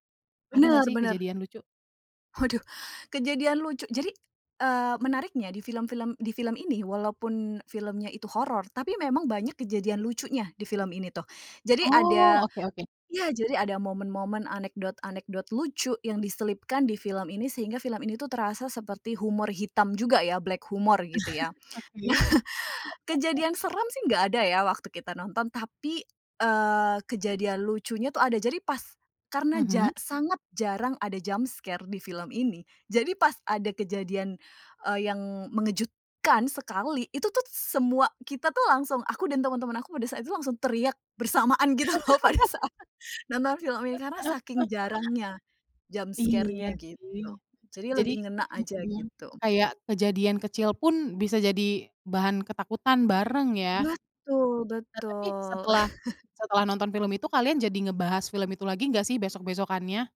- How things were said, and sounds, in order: tapping; chuckle; in English: "black humor"; laughing while speaking: "Nah"; chuckle; in English: "jump scare"; laugh; laughing while speaking: "gitu loh pada saat"; chuckle; in English: "jump scare-nya"; chuckle; other background noise
- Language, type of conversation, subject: Indonesian, podcast, Film apa yang paling berkesan buat kamu, dan kenapa?